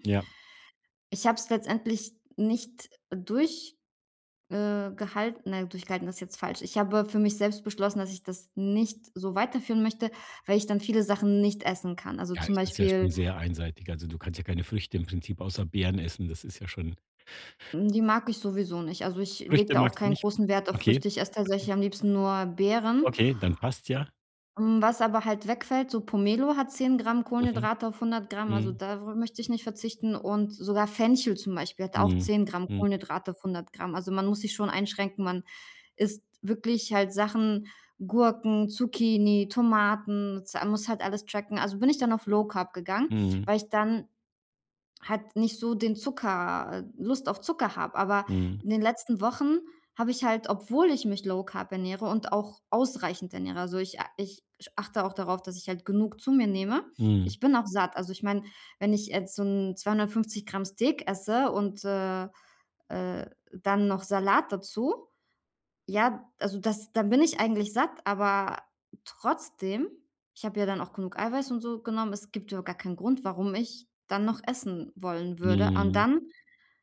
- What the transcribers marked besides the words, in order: stressed: "nicht"
- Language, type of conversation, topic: German, advice, Wie erkenne ich, ob meine Gefühle Heißhunger auslösen?